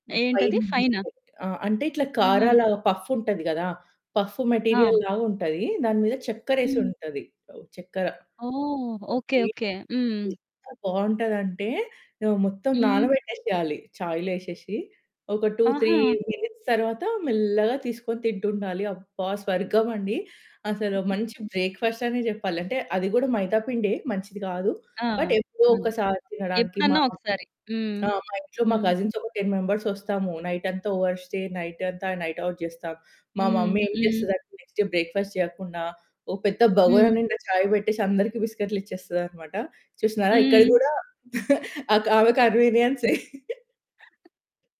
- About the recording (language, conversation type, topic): Telugu, podcast, కాఫీ, టీ వంటి క్యాఫిన్ ఉన్న పానీయాలను తీసుకోవడంలో మీ అనుభవం ఎలా ఉంది?
- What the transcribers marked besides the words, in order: distorted speech; other background noise; in English: "మెటీరియల్"; in English: "టూ త్రీ మినిట్స్"; in English: "బట్"; in English: "కజిన్స్"; in English: "టెన్ మెంబర్స్"; in English: "నైట్"; in English: "ఓవర్‌స్టే నైట్"; in English: "నైట్ అవుట్"; in English: "నెక్స్ట్ డే బ్రేక్‌ఫాస్ట్"; in Hindi: "చాయ్"; chuckle; laughing while speaking: "అక్ ఆమె కన్వీనియన్సే"